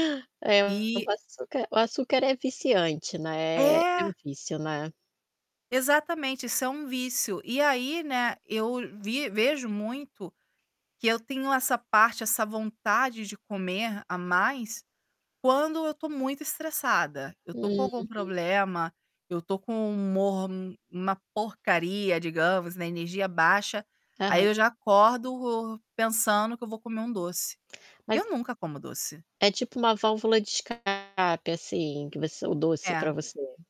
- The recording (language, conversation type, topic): Portuguese, advice, Como você tem lidado com a perda de apetite ou com a vontade de comer demais?
- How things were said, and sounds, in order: static; distorted speech